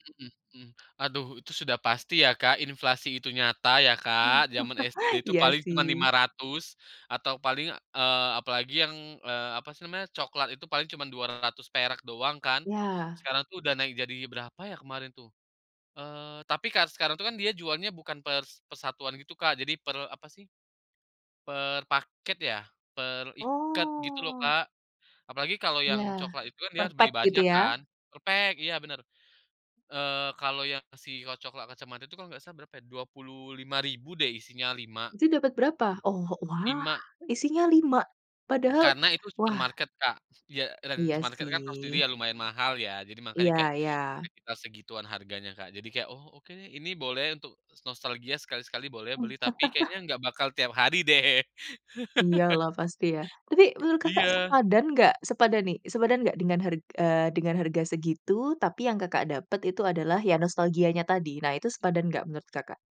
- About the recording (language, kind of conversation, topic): Indonesian, podcast, Jajanan sekolah apa yang paling kamu rindukan sekarang?
- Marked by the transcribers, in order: chuckle; drawn out: "Oh"; put-on voice: "pak"; surprised: "Oh, wah, isinya lima?"; chuckle; laugh; other background noise